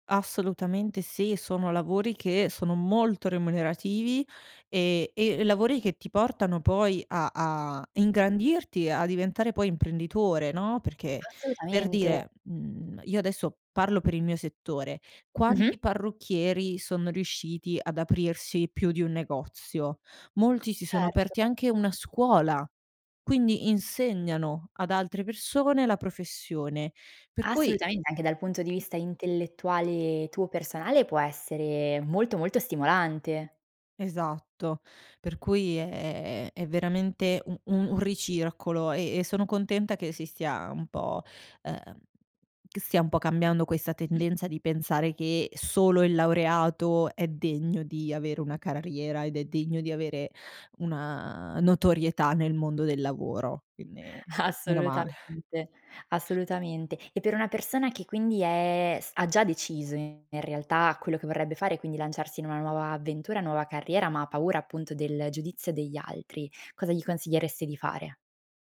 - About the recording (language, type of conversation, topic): Italian, podcast, Qual è il primo passo per ripensare la propria carriera?
- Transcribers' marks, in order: other background noise; chuckle; laughing while speaking: "Assolutamente"; chuckle